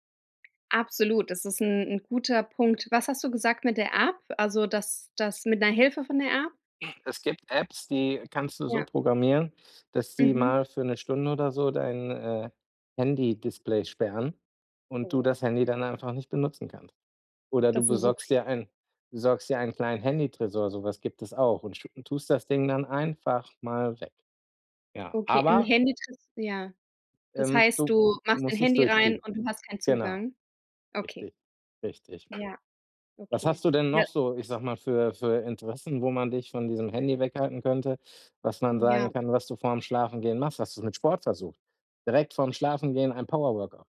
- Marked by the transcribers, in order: other background noise; put-on voice: "App"; put-on voice: "App?"; stressed: "einfach"; stressed: "aber"
- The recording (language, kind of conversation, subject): German, advice, Wie kann ich mir einen festen, regelmäßigen Schlaf-Wach-Rhythmus angewöhnen?